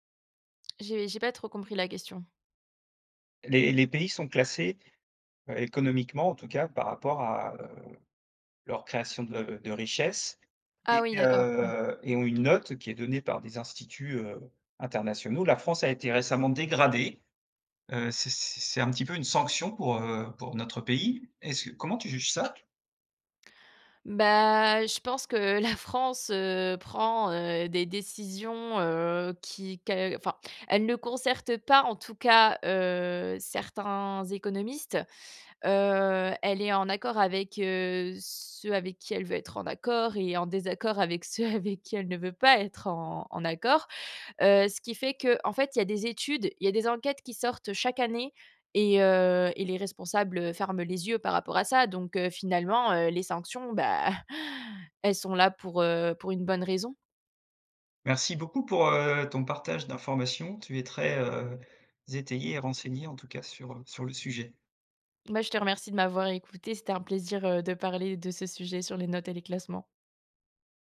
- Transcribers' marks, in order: stressed: "dégradée"; tapping; stressed: "pas"
- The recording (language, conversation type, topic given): French, podcast, Que penses-tu des notes et des classements ?